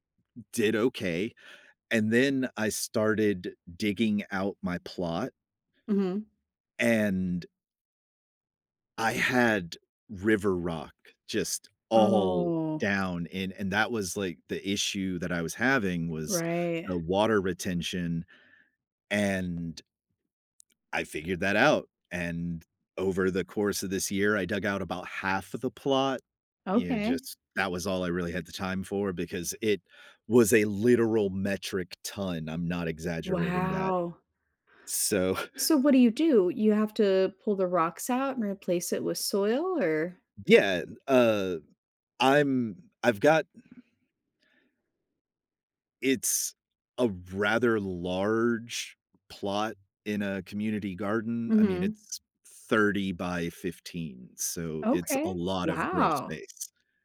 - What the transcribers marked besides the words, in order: drawn out: "Oh"; chuckle; other background noise
- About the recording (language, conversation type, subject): English, unstructured, How can I make a meal feel more comforting?